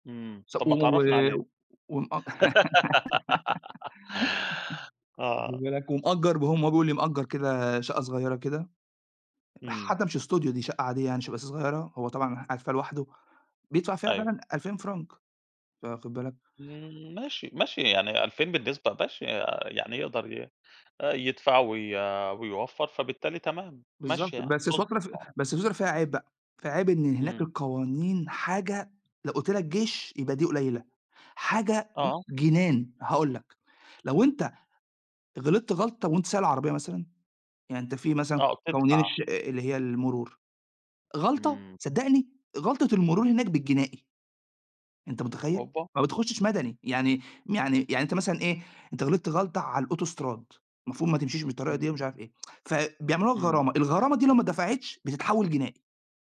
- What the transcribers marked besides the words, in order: laugh; giggle; in English: "studio"; tapping; "سويسرا" said as "سويكرا"; tsk
- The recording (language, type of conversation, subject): Arabic, unstructured, هل إنت شايف إن الحكومة مهتمّة كفاية بفُقرا المجتمع؟